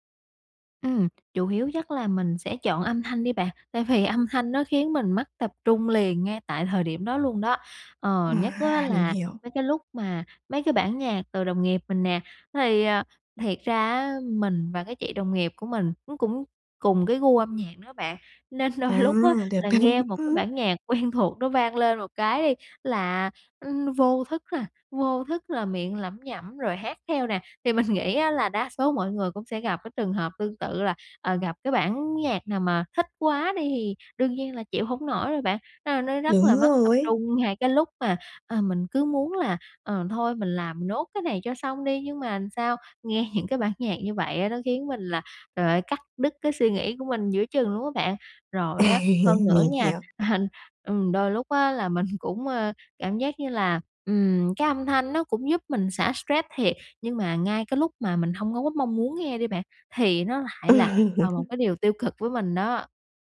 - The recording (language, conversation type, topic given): Vietnamese, advice, Làm thế nào để điều chỉnh không gian làm việc để bớt mất tập trung?
- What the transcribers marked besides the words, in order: tapping; other background noise; laughing while speaking: "đôi"; laughing while speaking: "đấy"; laughing while speaking: "mình"; "làm" said as "ừn"; laughing while speaking: "những"; chuckle; chuckle